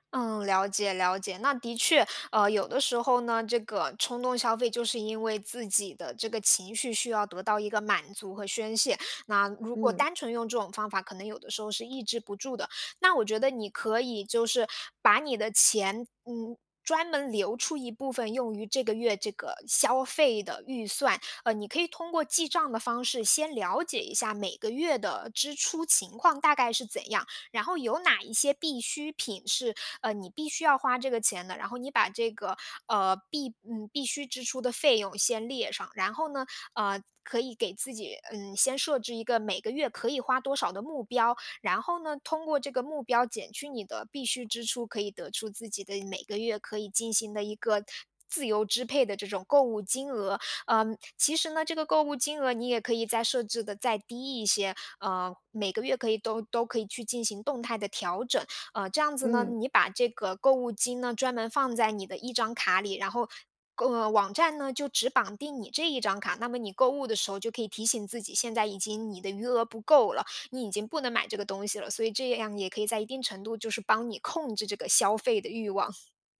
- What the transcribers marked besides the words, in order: none
- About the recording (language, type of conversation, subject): Chinese, advice, 如何识别导致我因情绪波动而冲动购物的情绪触发点？